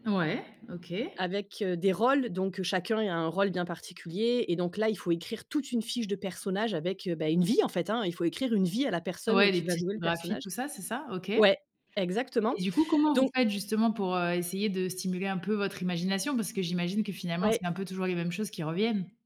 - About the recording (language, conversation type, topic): French, podcast, Comment trouver de nouvelles idées quand on tourne en rond ?
- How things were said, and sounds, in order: stressed: "vie"; stressed: "vie"